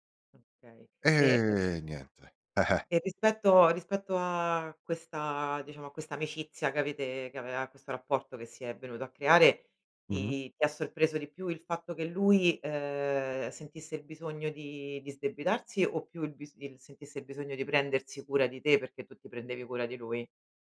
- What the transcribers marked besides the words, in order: none
- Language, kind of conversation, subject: Italian, podcast, Hai mai aiutato qualcuno e ricevuto una sorpresa inaspettata?